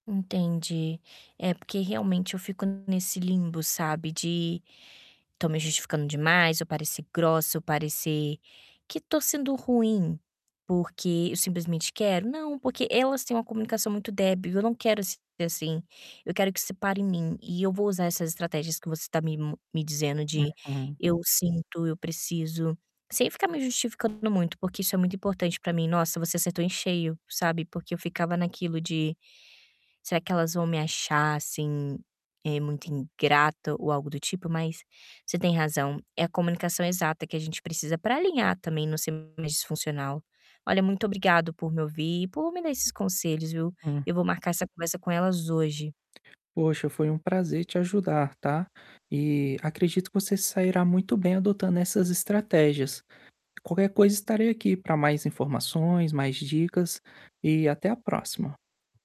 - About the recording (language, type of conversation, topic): Portuguese, advice, Como podemos melhorar a comunicação disfuncional entre familiares?
- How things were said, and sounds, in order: distorted speech; static; other background noise; tapping